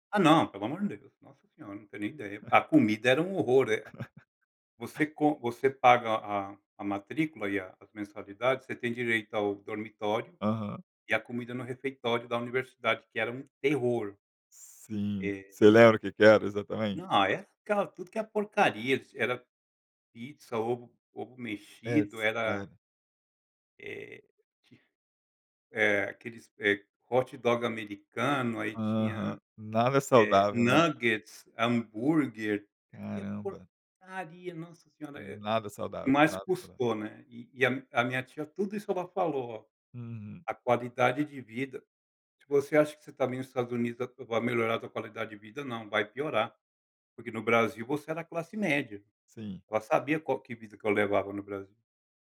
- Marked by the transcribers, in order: chuckle; tapping; chuckle
- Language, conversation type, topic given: Portuguese, podcast, Que características você valoriza em um bom mentor?